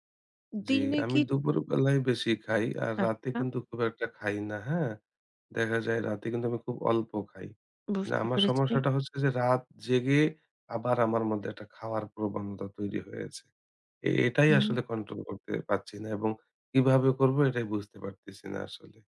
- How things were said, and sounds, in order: other background noise
- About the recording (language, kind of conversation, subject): Bengali, advice, রাতে খাবারের নিয়ন্ত্রণ হারিয়ে ওজন বাড়লে কী করব?